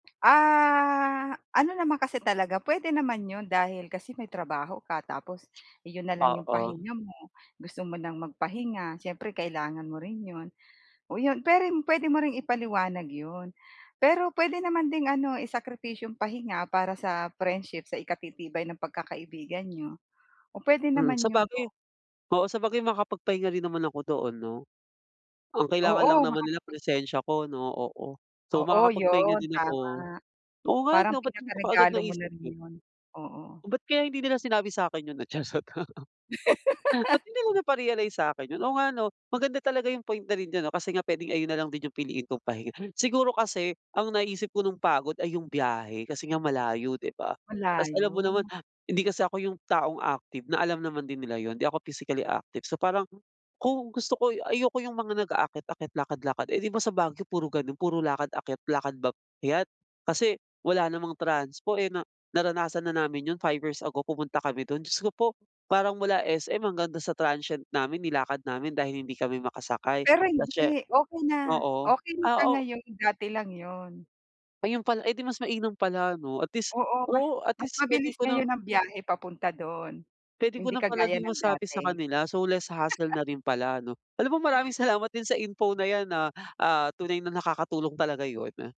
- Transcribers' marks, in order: tapping; drawn out: "Ah"; unintelligible speech; chuckle; laugh; in English: "less hassle"; giggle
- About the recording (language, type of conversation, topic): Filipino, advice, Paano ko matatanggap ang sarili ko kapag nagkakamali ako at paano ako lalago mula rito?